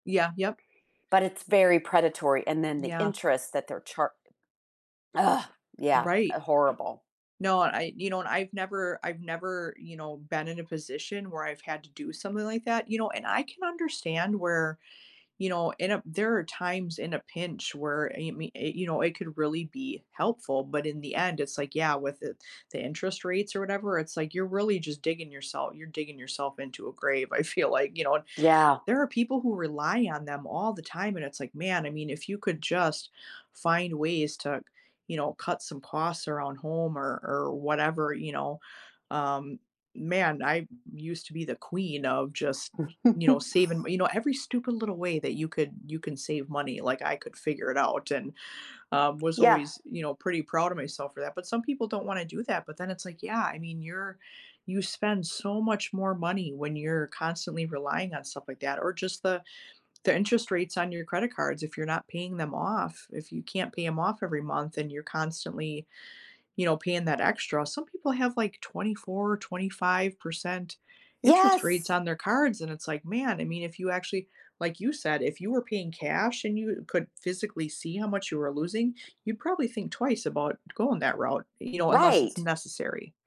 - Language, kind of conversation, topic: English, unstructured, Were you surprised by how much debt can grow?
- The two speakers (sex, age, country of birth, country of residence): female, 45-49, United States, United States; female, 60-64, United States, United States
- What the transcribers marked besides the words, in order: other background noise; tapping; chuckle; stressed: "Yes"